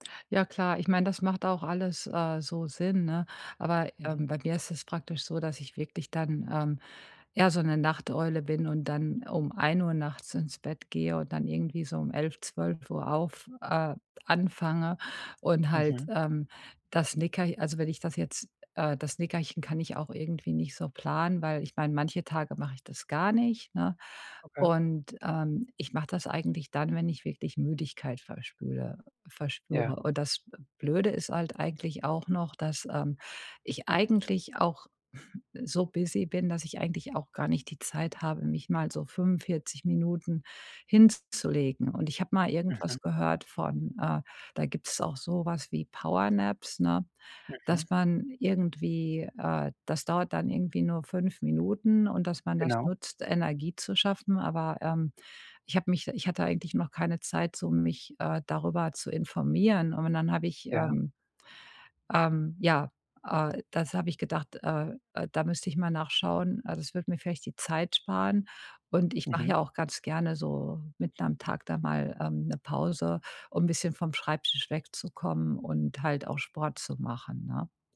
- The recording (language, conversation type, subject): German, advice, Wie kann ich Nickerchen nutzen, um wacher zu bleiben?
- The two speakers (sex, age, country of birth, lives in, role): female, 50-54, Germany, United States, user; male, 40-44, Germany, United States, advisor
- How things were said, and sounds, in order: in English: "busy"; in English: "Power Naps"